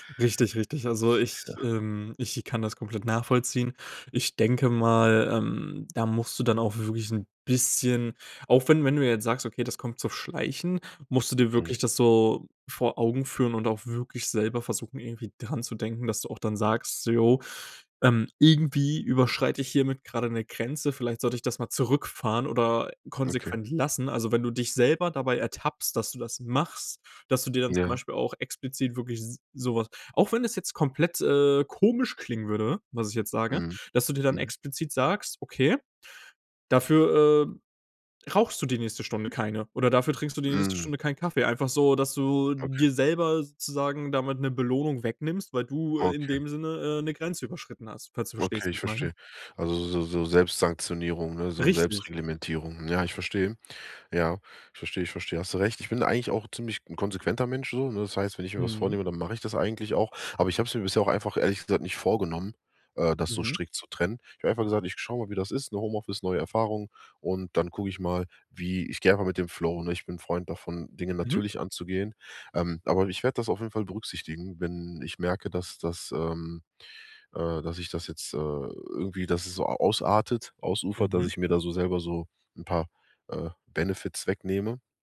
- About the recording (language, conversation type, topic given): German, advice, Wie hat sich durch die Umstellung auf Homeoffice die Grenze zwischen Arbeit und Privatleben verändert?
- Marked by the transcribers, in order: in English: "Benefits"